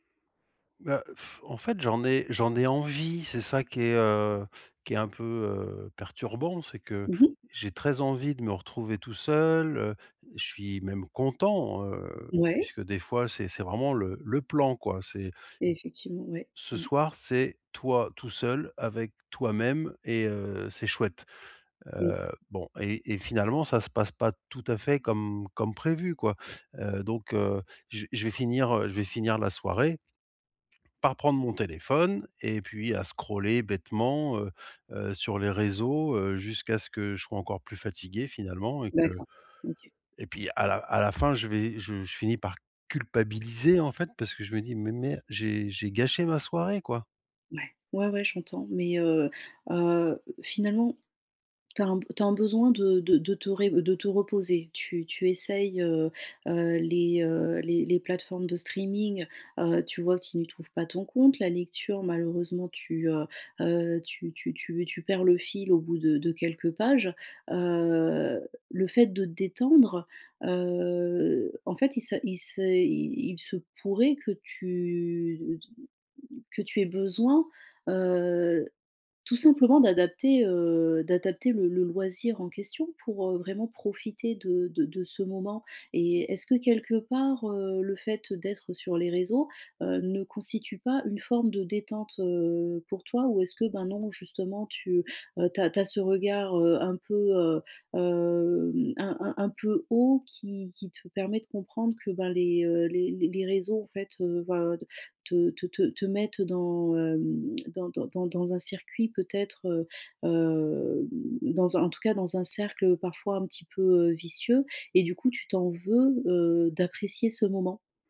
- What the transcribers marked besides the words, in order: scoff; swallow; tapping; other background noise; drawn out: "heu"; drawn out: "tu"; tongue click
- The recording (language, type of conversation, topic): French, advice, Pourquoi je n’ai pas d’énergie pour regarder ou lire le soir ?